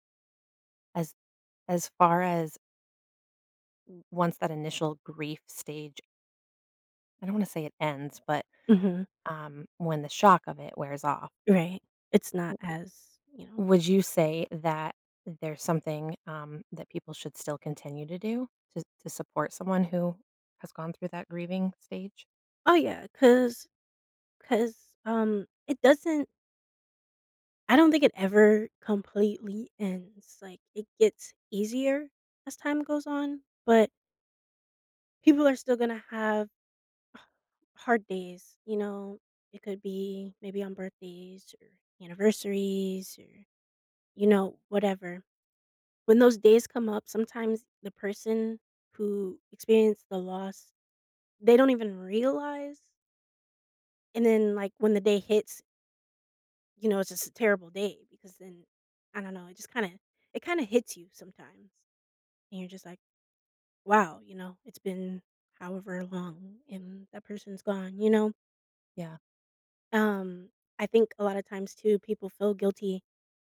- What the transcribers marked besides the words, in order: stressed: "shock"; tapping; unintelligible speech; sigh; other background noise
- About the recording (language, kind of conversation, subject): English, unstructured, How can someone support a friend who is grieving?
- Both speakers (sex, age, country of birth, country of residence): female, 30-34, United States, United States; female, 40-44, United States, United States